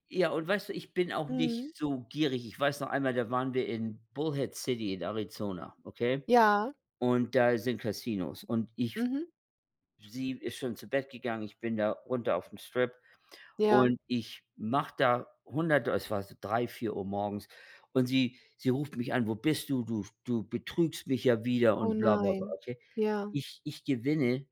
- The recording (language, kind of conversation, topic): German, unstructured, Findest du, dass Geld ein Tabuthema ist, und warum oder warum nicht?
- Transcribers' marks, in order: none